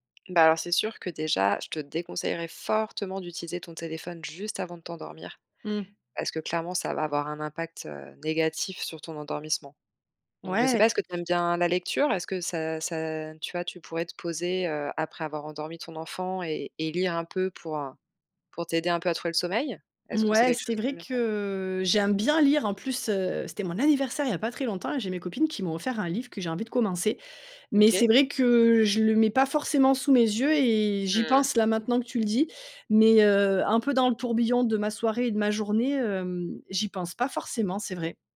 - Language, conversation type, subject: French, advice, Pourquoi ai-je du mal à instaurer une routine de sommeil régulière ?
- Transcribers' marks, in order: stressed: "fortement"; stressed: "anniversaire"